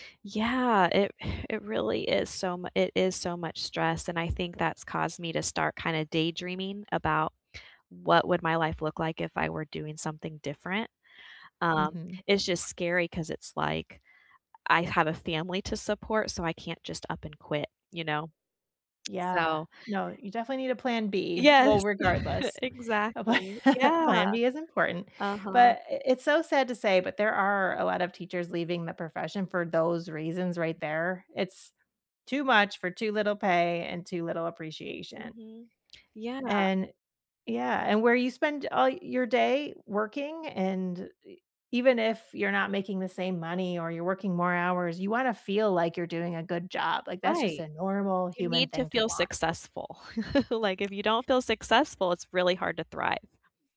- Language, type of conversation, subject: English, unstructured, What’s a recent small win you’re proud to share, and what made it meaningful to you?
- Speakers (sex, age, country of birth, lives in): female, 35-39, United States, United States; female, 45-49, United States, United States
- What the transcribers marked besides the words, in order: sigh; tsk; chuckle; laughing while speaking: "a pla"; tapping; chuckle; other background noise